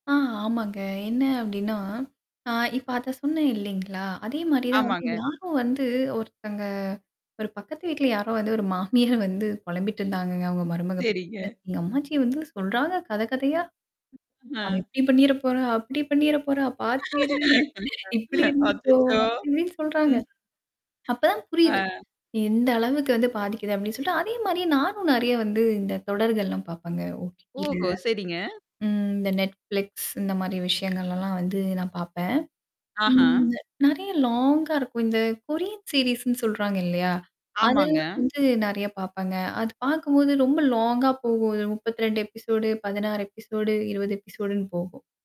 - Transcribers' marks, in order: static; other background noise; distorted speech; other noise; laugh; laughing while speaking: "இப்படி இருந்துக்கோ"; in English: "லாங்கா"; in English: "சீரீஸ்"; in English: "லாங்கா"; in English: "எபிசோடு"; in English: "எபிசோடு"; in English: "எபிசோடுன்னு"
- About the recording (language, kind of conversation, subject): Tamil, podcast, நீண்ட தொடரை தொடர்ந்து பார்த்தால் உங்கள் மனநிலை எப்படி மாறுகிறது?